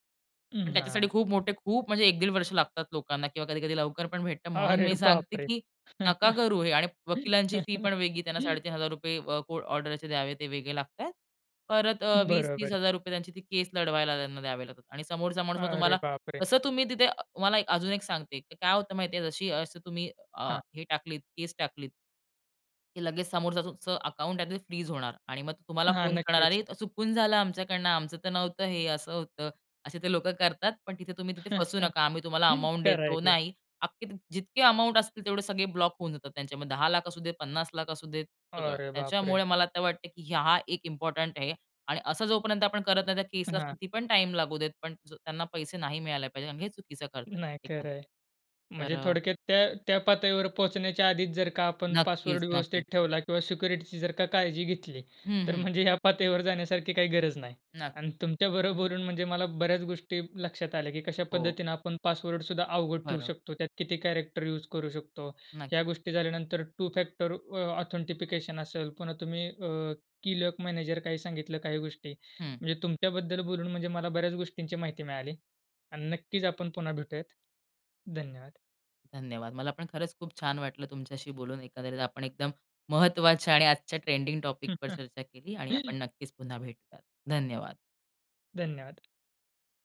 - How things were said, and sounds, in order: laughing while speaking: "अरे बापरे!"; laugh; in English: "कोर्ट ऑर्डरचे"; laughing while speaking: "बरोबर"; tapping; other noise; chuckle; in English: "इम्पोर्टंट"; laughing while speaking: "म्हणजे"; in English: "कॅरेक्टर"; in English: "टू फॅक्टर"; in English: "ऑथेन्टिफिकशन"; "ऑथेंटिकेशन" said as "ऑथेन्टिफिकशन"; in English: "की लॉक मॅनेजर"; chuckle; in English: "टॉपिकवर"
- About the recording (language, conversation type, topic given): Marathi, podcast, पासवर्ड आणि खात्यांच्या सुरक्षिततेसाठी तुम्ही कोणत्या सोप्या सवयी पाळता?